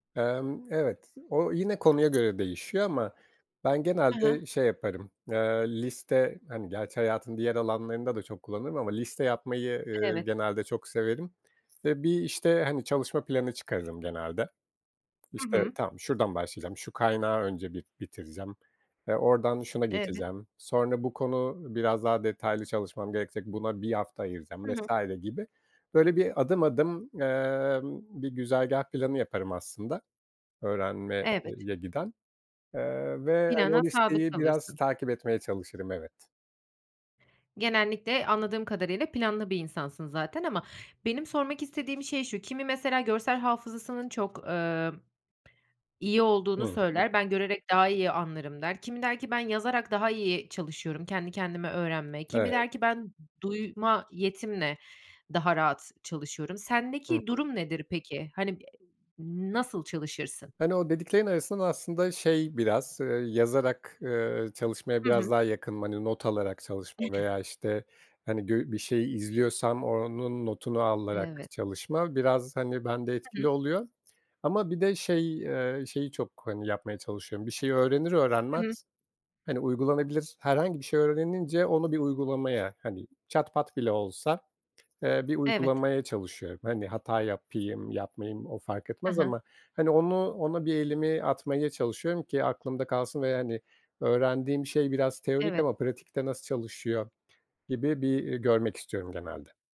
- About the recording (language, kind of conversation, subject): Turkish, podcast, Kendi kendine öğrenmek mümkün mü, nasıl?
- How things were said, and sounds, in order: other background noise; unintelligible speech; other noise; unintelligible speech; tapping